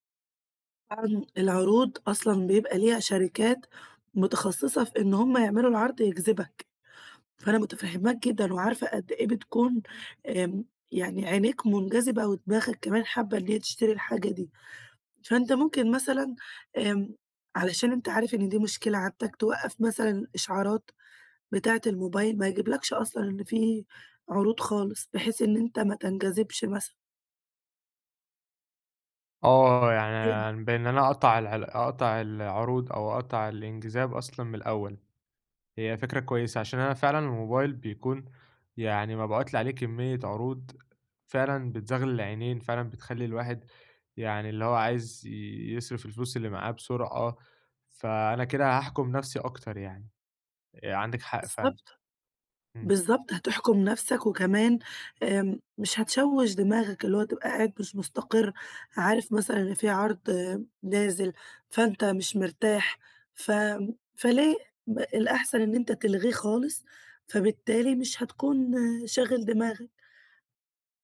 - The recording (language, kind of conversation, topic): Arabic, advice, إزاي أقلّل من شراء حاجات مش محتاجها؟
- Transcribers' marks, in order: unintelligible speech